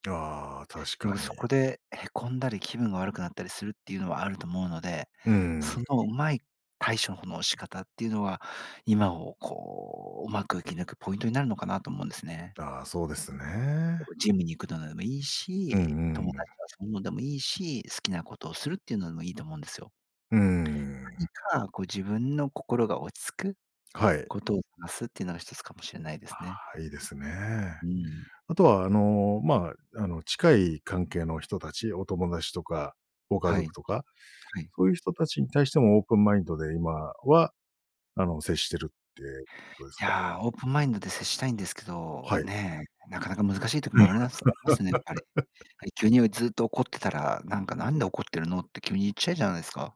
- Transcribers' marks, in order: laugh
- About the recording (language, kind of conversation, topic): Japanese, podcast, 新しい考えに心を開くためのコツは何ですか？